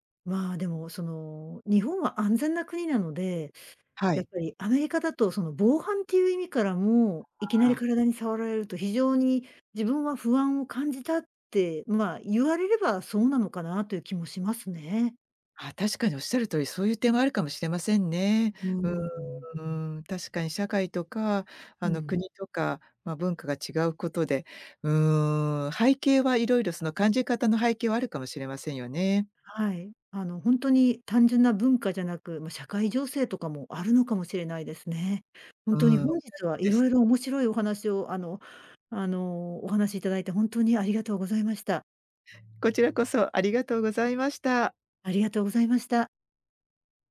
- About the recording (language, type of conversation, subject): Japanese, podcast, ジェスチャーの意味が文化によって違うと感じたことはありますか？
- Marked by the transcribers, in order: other background noise